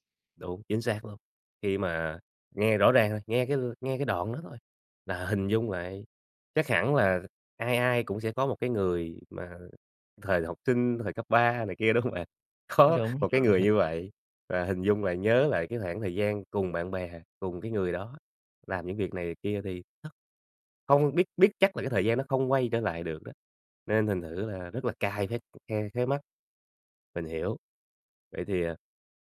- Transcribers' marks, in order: laughing while speaking: "đúng hông bạn? Có"; tapping
- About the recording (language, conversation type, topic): Vietnamese, podcast, Bài hát nào luôn chạm đến trái tim bạn mỗi khi nghe?